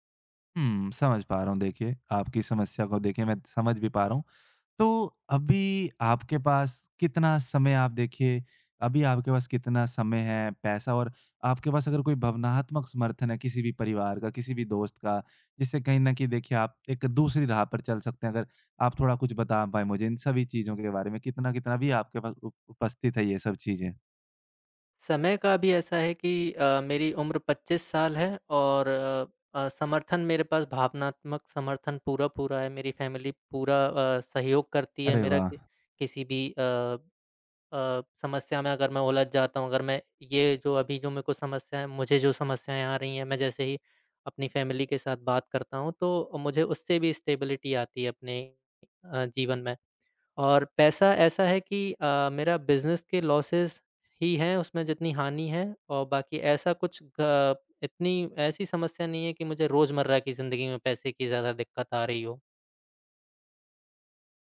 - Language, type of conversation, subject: Hindi, advice, लक्ष्य बदलने के डर और अनिश्चितता से मैं कैसे निपटूँ?
- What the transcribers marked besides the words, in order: other background noise; tapping; in English: "फ़ैमिली"; in English: "फ़ैमिली"; in English: "स्टेबिलिटी"; in English: "लॉसेस"